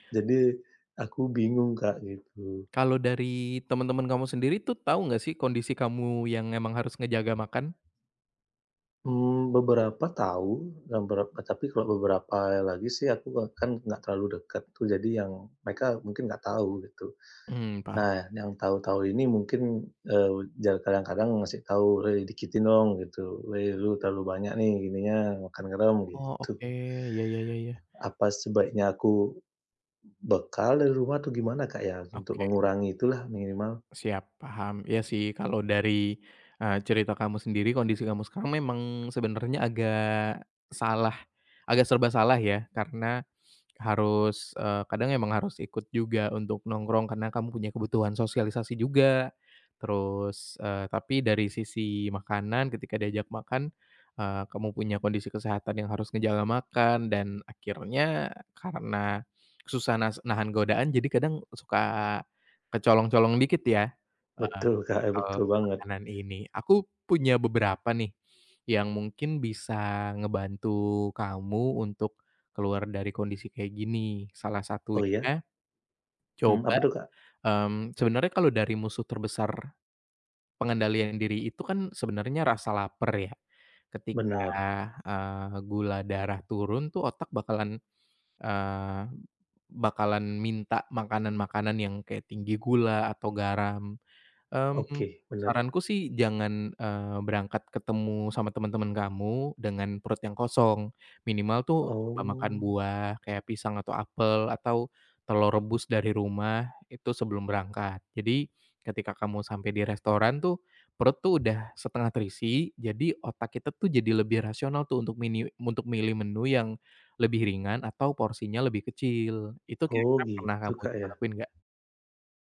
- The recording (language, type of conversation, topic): Indonesian, advice, Bagaimana saya bisa tetap menjalani pola makan sehat saat makan di restoran bersama teman?
- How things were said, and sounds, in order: tapping; laughing while speaking: "gitu"; other background noise; laughing while speaking: "Kak"